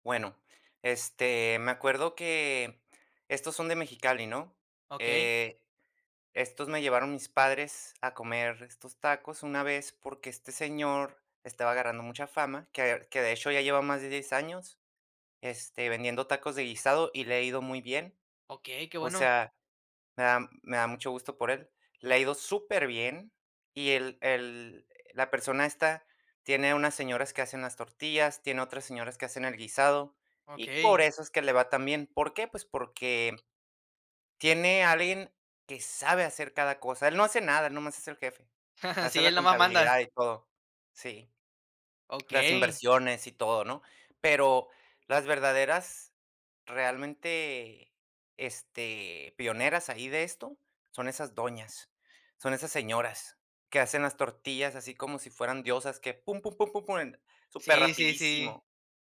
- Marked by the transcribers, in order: chuckle
- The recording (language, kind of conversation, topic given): Spanish, podcast, ¿Qué comida callejera te cambió la forma de ver un lugar?